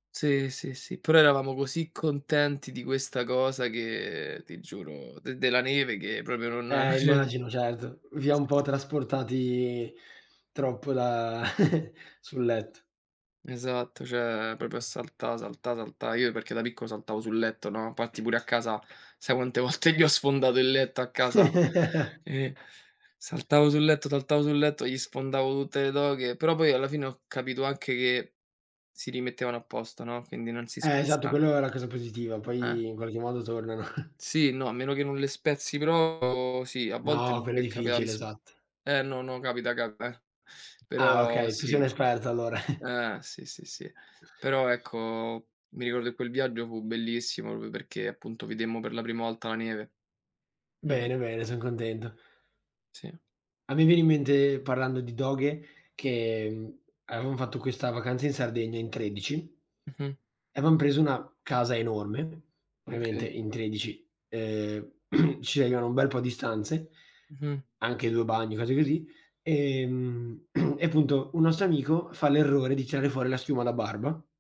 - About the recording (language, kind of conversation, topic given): Italian, unstructured, Qual è il ricordo più divertente che hai di un viaggio?
- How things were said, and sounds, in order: "proprio" said as "propio"; "cioè" said as "ceh"; other background noise; chuckle; "cioè" said as "ceh"; "proprio" said as "propo"; other noise; laughing while speaking: "gli"; chuckle; chuckle; tapping; unintelligible speech; "difficile" said as "dificile"; chuckle; "proprio" said as "propo"; "avevamo" said as "avam"; throat clearing; throat clearing